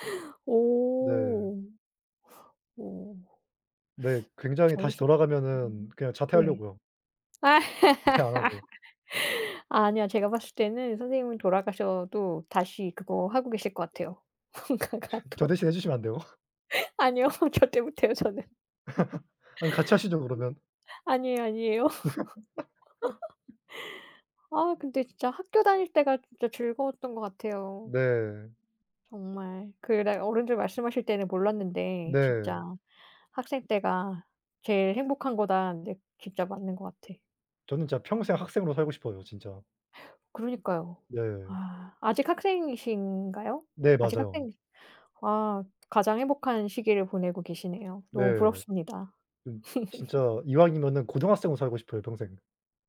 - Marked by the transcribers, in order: laugh; laughing while speaking: "네"; other background noise; laughing while speaking: "뭔가 같아"; laughing while speaking: "안 돼요?"; laughing while speaking: "절대 못해요"; laugh; tapping; laugh; laugh
- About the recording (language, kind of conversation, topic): Korean, unstructured, 학교에서 가장 행복했던 기억은 무엇인가요?